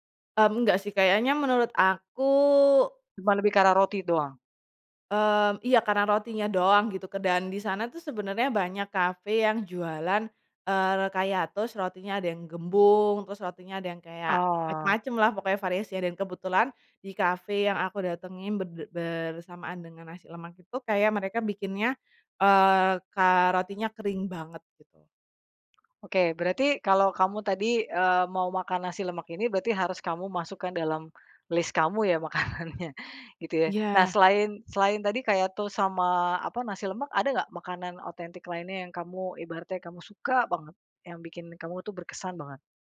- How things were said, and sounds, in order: in English: "toast"; laughing while speaking: "makanannya"; in English: "toast"
- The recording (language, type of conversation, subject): Indonesian, podcast, Apa pengalaman makan atau kuliner yang paling berkesan?